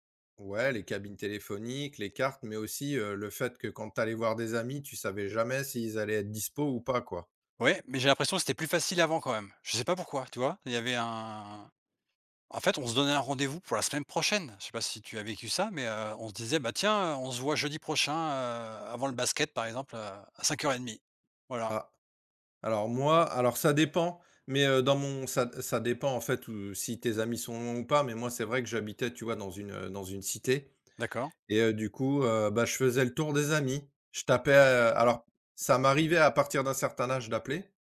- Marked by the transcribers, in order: tapping
- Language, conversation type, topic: French, unstructured, Comment la technologie a-t-elle changé ta façon de communiquer ?